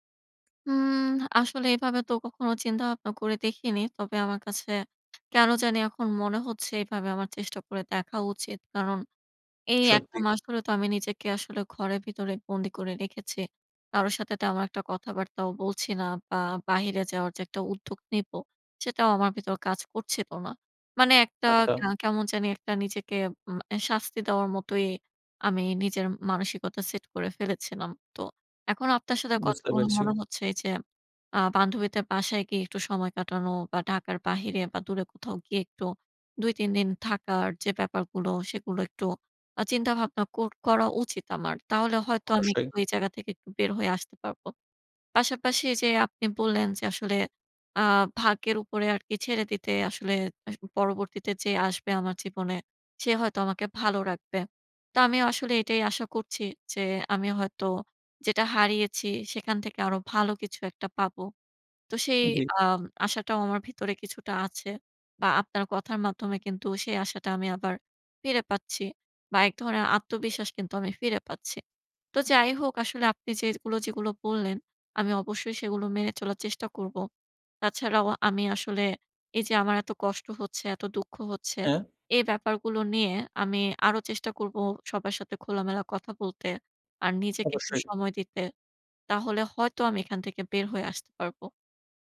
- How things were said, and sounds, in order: in English: "set"
- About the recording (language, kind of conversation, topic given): Bengali, advice, ব্রেকআপের পর প্রচণ্ড দুঃখ ও কান্না কীভাবে সামলাব?